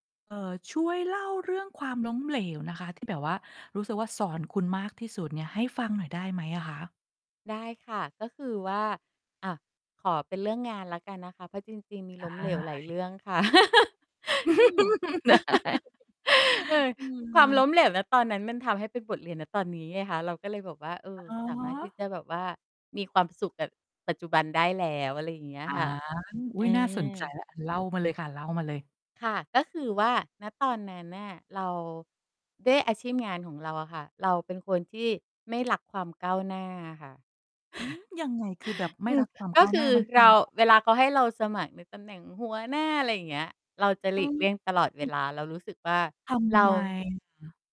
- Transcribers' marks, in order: laugh; chuckle; laugh; laughing while speaking: "ได้"; chuckle; distorted speech
- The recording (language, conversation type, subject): Thai, podcast, คุณช่วยเล่าเรื่องความล้มเหลวที่สอนคุณมากที่สุดได้ไหม?